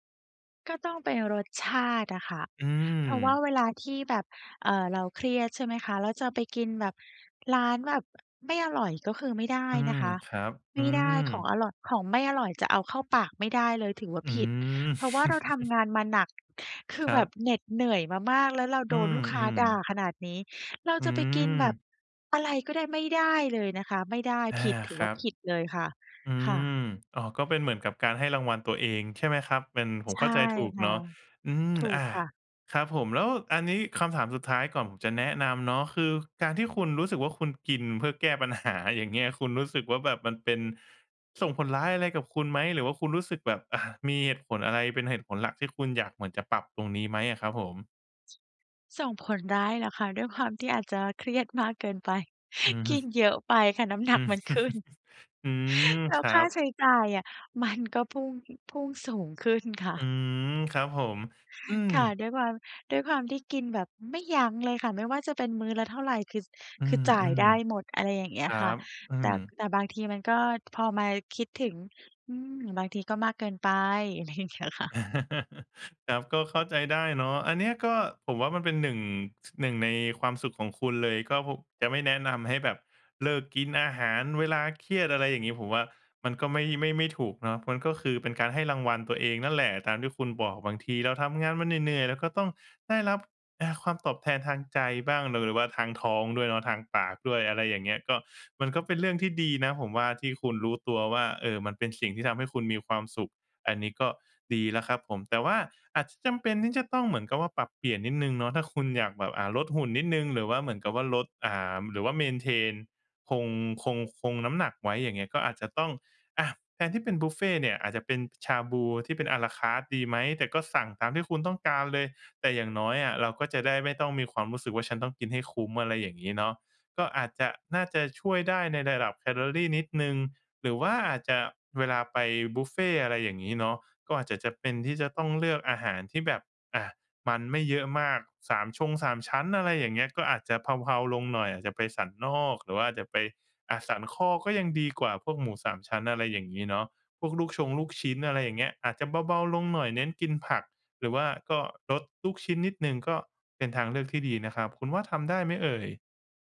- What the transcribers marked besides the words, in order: chuckle; chuckle; laughing while speaking: "มันขึ้น"; chuckle; in English: "maintain"; in English: "อาลาการ์ต"
- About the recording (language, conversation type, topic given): Thai, advice, จะรับมือกับความหิวและความอยากกินที่เกิดจากความเครียดได้อย่างไร?